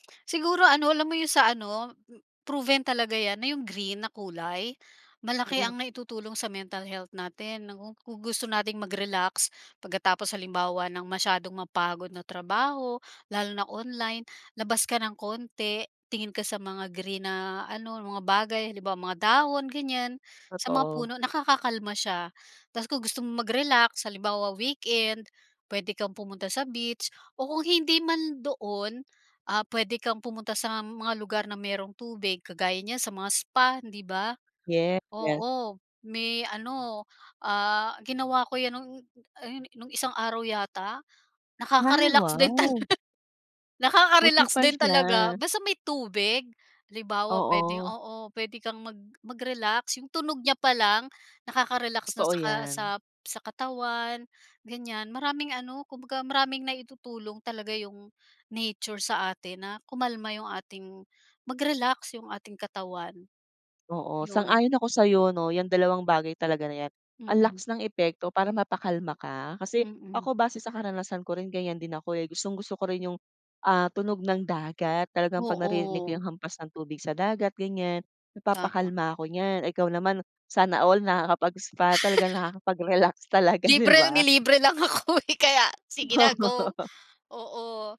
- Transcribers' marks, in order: in English: "mental health"; unintelligible speech; tapping; laughing while speaking: "Nakaka-relax din tala"; wind; laughing while speaking: "nakakapag-relax talaga 'di ba?"; laughing while speaking: "Libre! Nilibre lang ako, eh, kaya sige na go!"; laughing while speaking: "Oo"
- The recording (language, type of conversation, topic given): Filipino, podcast, Ano ang pinakamahalagang aral na natutunan mo mula sa kalikasan?